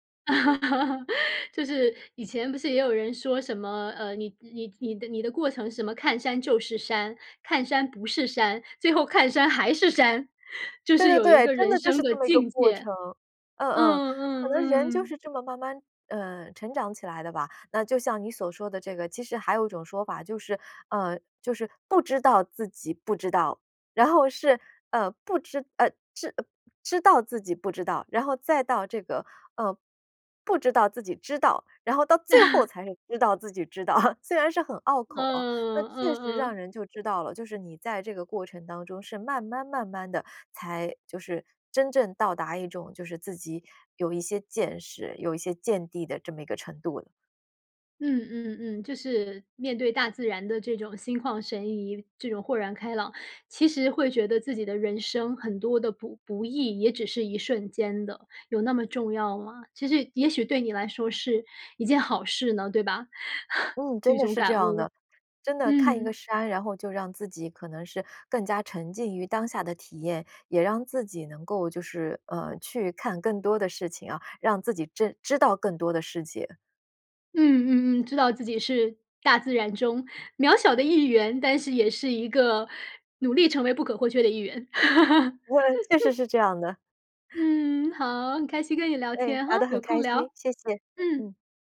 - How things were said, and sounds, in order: chuckle; chuckle; chuckle; chuckle; laugh
- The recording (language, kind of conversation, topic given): Chinese, podcast, 你会如何形容站在山顶看日出时的感受？